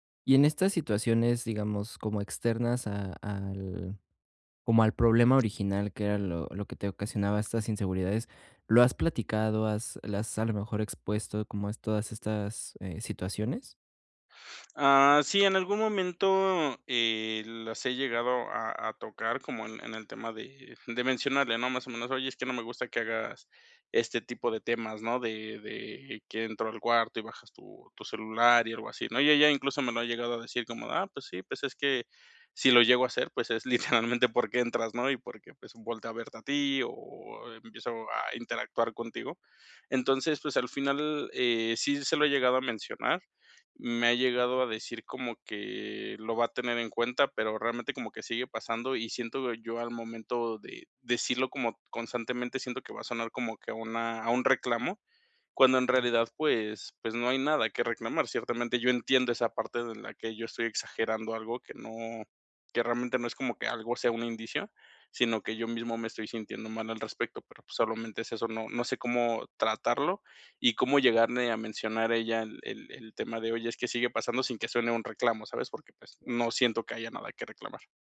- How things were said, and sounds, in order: other noise; laughing while speaking: "es literalmente"
- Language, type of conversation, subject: Spanish, advice, ¿Cómo puedo expresar mis inseguridades sin generar más conflicto?